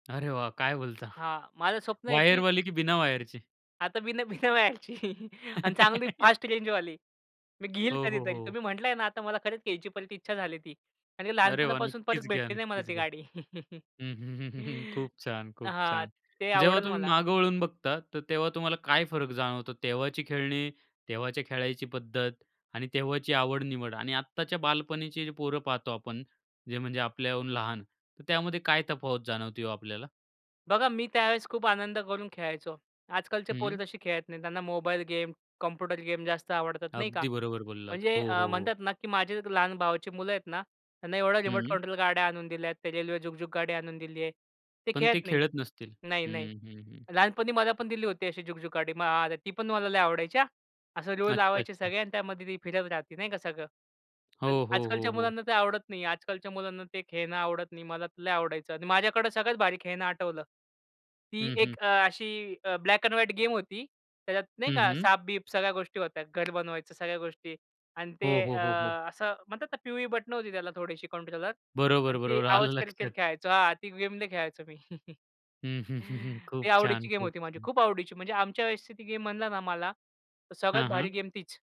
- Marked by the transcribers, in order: tapping; laughing while speaking: "बिना वायरची"; chuckle; laugh; chuckle; in English: "ब्लॅक एंड व्हाईट"; laughing while speaking: "आलं लक्षात"; chuckle; laughing while speaking: "हं, हं, हं, हं"
- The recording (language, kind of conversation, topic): Marathi, podcast, बालपणी तुला कोणत्या खेळण्यांसोबत वेळ घालवायला सर्वात जास्त आवडायचं?